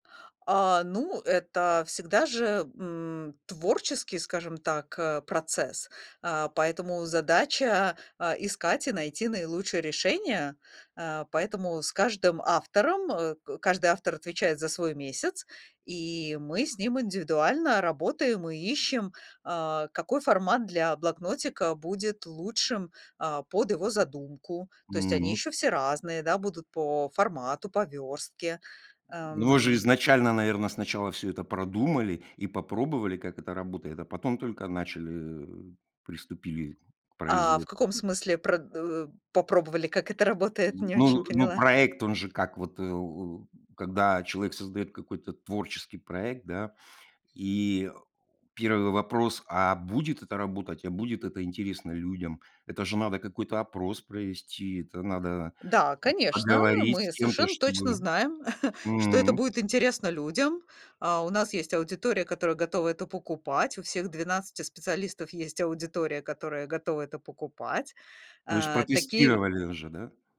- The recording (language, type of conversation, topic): Russian, podcast, Расскажи о своём любимом творческом проекте, который по‑настоящему тебя заводит?
- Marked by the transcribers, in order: tapping; chuckle